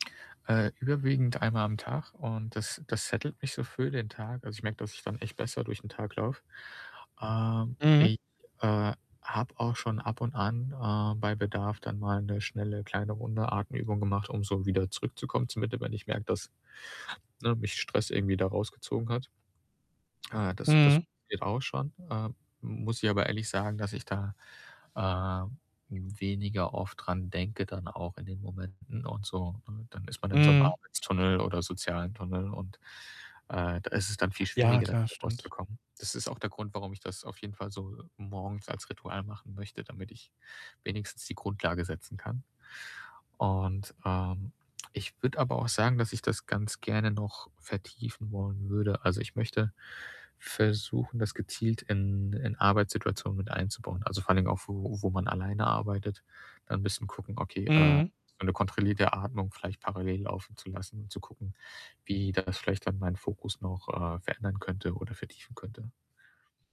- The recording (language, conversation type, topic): German, podcast, Welche Gewohnheiten können deine Widerstandskraft stärken?
- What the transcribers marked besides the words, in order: static; in English: "settlet"; other background noise; distorted speech